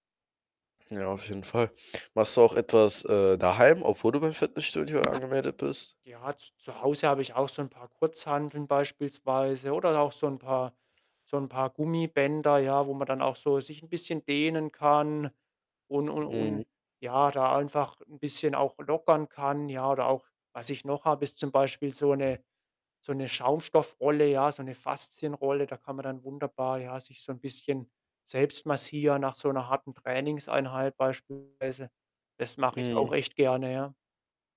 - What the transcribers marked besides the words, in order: other background noise; static; distorted speech
- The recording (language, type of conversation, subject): German, podcast, Wie kannst du neue Gewohnheiten nachhaltig etablieren?